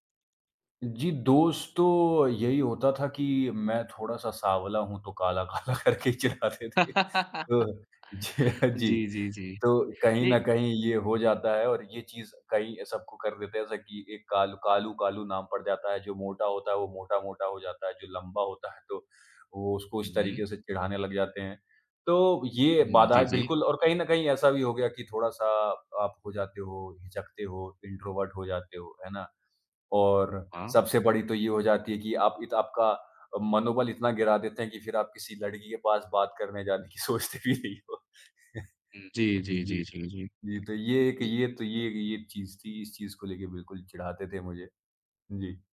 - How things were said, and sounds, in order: laughing while speaking: "काला-काला करके ही चिढ़ाते थे, तो ज जी"; laugh; laughing while speaking: "है तो"; in English: "इंट्रोवर्ट"; laughing while speaking: "की सोचते भी नहीं हो"; chuckle; other background noise
- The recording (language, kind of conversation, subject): Hindi, podcast, बचपन में आप क्या बनना चाहते थे और क्यों?